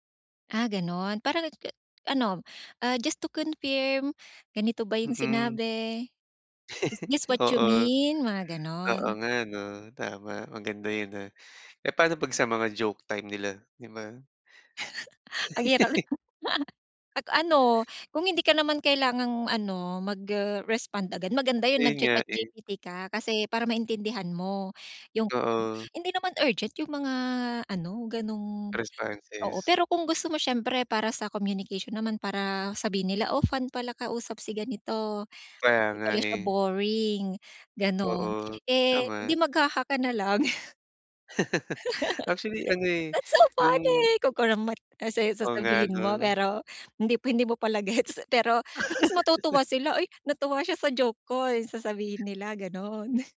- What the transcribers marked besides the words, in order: unintelligible speech; in English: "Just to confirm"; wind; in English: "Is this what you mean?"; chuckle; other background noise; laughing while speaking: "Ang hirap naman"; chuckle; laugh; in English: "That's so funny"; joyful: "Kunkunam met. Tapos, eh, sasabihin … Sasabihin nila, gano'n"
- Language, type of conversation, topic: Filipino, advice, Paano ako magtatakda ng hangganan sa trabaho nang maayos nang hindi nasasaktan ang iba?